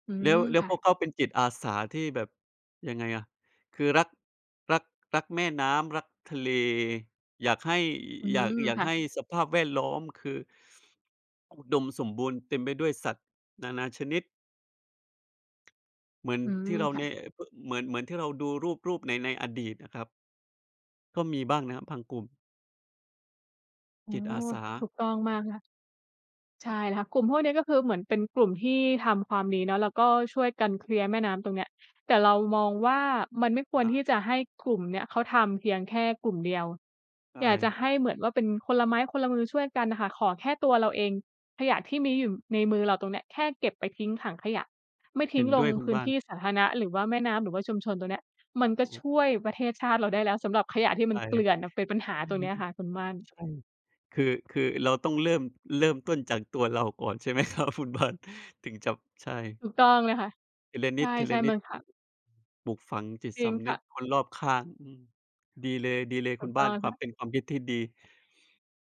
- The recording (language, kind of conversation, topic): Thai, unstructured, คุณรู้สึกอย่างไรเมื่อเห็นคนทิ้งขยะลงในแม่น้ำ?
- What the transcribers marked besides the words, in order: tapping; other background noise; laughing while speaking: "ไหมครับ คุณบ้าน"